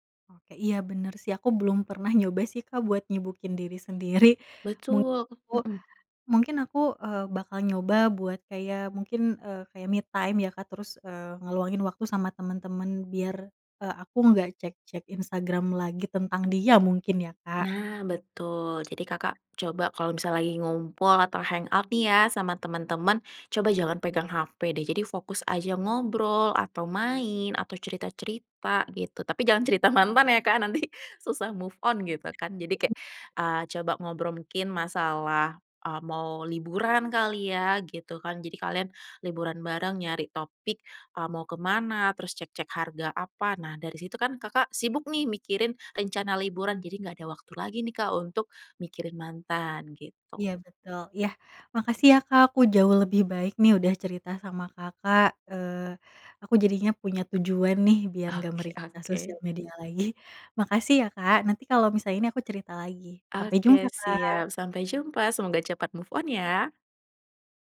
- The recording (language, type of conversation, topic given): Indonesian, advice, Kenapa saya sulit berhenti mengecek akun media sosial mantan?
- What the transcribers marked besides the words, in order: in English: "me time"; in English: "hangout"; in English: "move on"; unintelligible speech; in English: "move on"